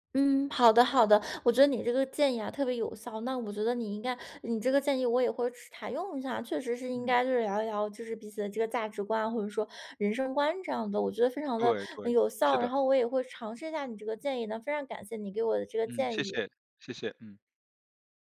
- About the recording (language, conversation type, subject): Chinese, advice, 我们如何在关系中共同明确未来的期望和目标？
- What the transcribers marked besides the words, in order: none